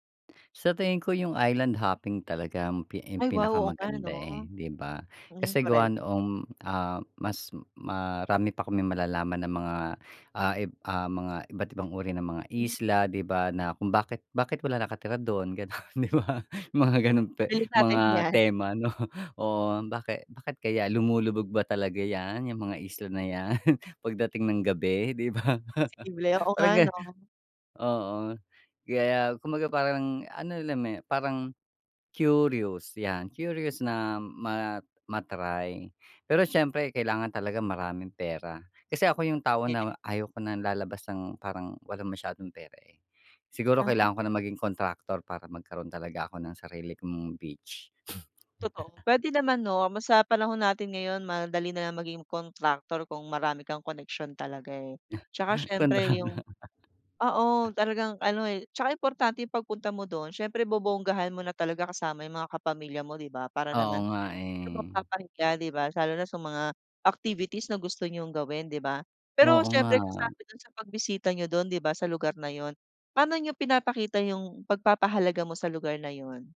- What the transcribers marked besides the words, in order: in English: "island hopping"; chuckle; chuckle; chuckle
- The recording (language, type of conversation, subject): Filipino, podcast, Ano ang paborito mong likas na lugar, at ano ang itinuro nito sa’yo?